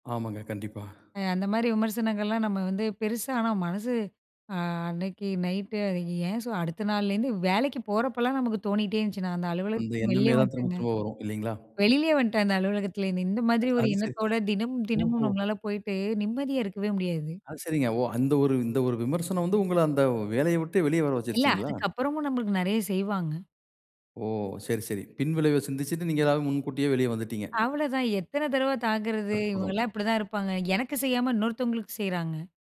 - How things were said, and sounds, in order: other background noise; wind; surprised: "இந்த ஒரு விமர்சனம் வந்து உங்கள அந்த வேலைய விட்டே வெளியே வர வச்சுருச்சுங்களா?"
- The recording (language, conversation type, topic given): Tamil, podcast, விமர்சனங்களை நீங்கள் எப்படி எதிர்கொள்கிறீர்கள்?